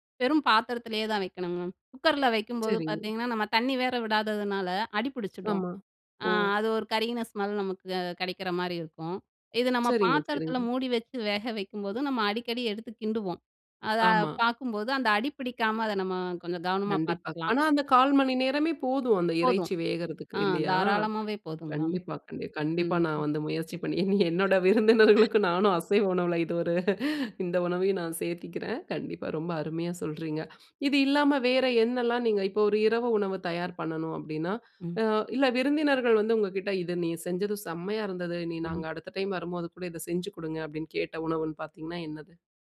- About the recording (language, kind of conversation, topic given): Tamil, podcast, விருந்தினர்களுக்கு உணவு தயாரிக்கும் போது உங்களுக்கு முக்கியமானது என்ன?
- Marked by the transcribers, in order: laughing while speaking: "இனி என்னோட விருந்தினர்களுக்கும் நானும் அசைவ உணவுல இது ஒரு இந்த உணவையும் நான் சேர்த்துக்கிறேன்"; other noise